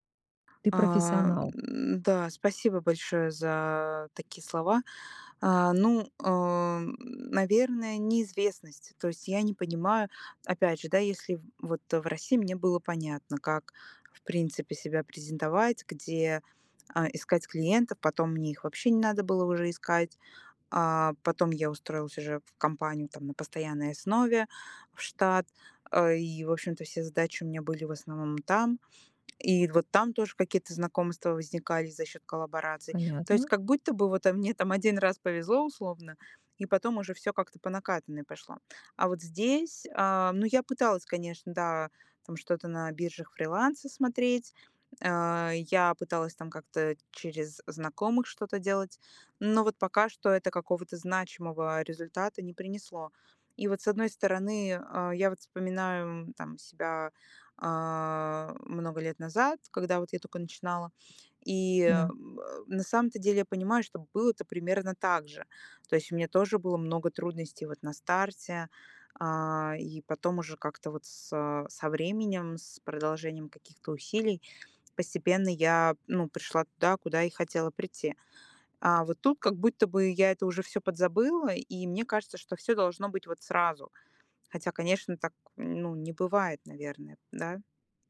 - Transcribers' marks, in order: other background noise; grunt; grunt; grunt
- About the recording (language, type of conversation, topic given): Russian, advice, Как мне отпустить прежние ожидания и принять новую реальность?